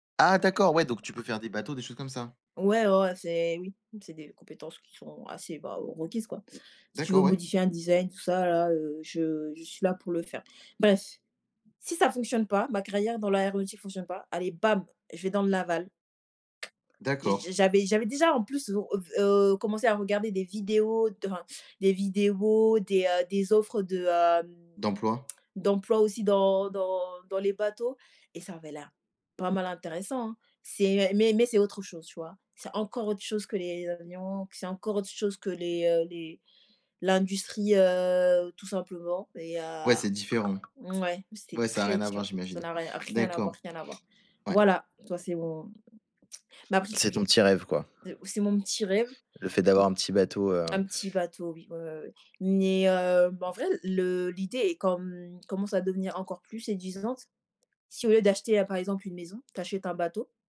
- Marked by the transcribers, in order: tapping; other background noise
- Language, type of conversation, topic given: French, unstructured, Les voyages en croisière sont-ils plus luxueux que les séjours en auberge ?